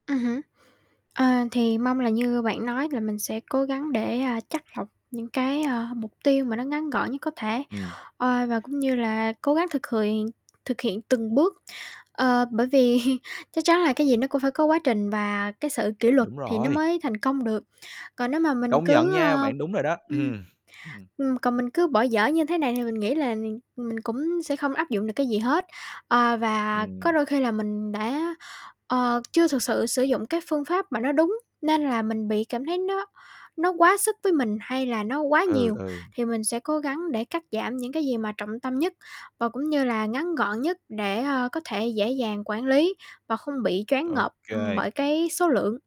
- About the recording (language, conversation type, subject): Vietnamese, advice, Làm thế nào để bạn thiết lập một hệ thống theo dõi và đánh giá tiến độ phù hợp?
- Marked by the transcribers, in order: tapping; chuckle; other background noise